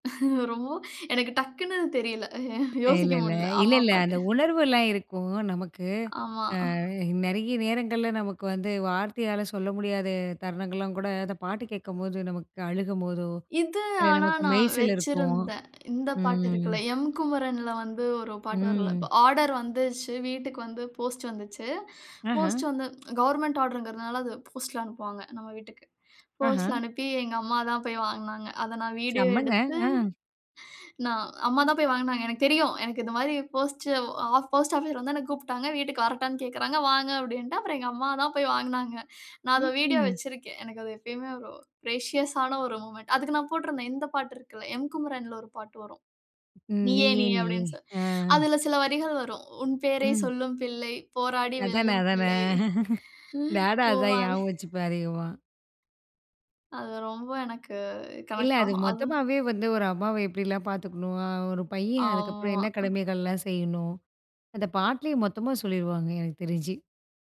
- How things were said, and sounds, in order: laughing while speaking: "ரொம் எனக்கு டக்குனு தெரியல. யோசிக்க முடியல. அம்மா அப்பாட்ட"; drawn out: "இல்லல்ல"; in English: "ஆர்டர்"; in English: "போஸ்ட்"; inhale; in English: "கவர்ன்மென்ட் ஆர்டர்ங்கிறதுனால"; laughing while speaking: "நம்ம வீட்டுக்கு போஸ்ட்ல அனுப்பி எங்க … வெல்லும் பிள்ளை ம்"; laughing while speaking: "செம்மங்க. ஆ"; inhale; in English: "ப்ரேஷியஸ்"; in English: "மொமென்ட்"; tapping; laughing while speaking: "நானும் அதான் ஞாபகம் வச்சுப்பேன் அதிகமா"; unintelligible speech; in English: "கனெக்ட்"; other noise
- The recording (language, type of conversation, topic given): Tamil, podcast, தாய்மொழிப் பாடல் கேட்கும்போது வரும் உணர்வு, வெளிநாட்டு பாடல் கேட்கும்போது வரும் உணர்விலிருந்து வேறுபடுகிறதா?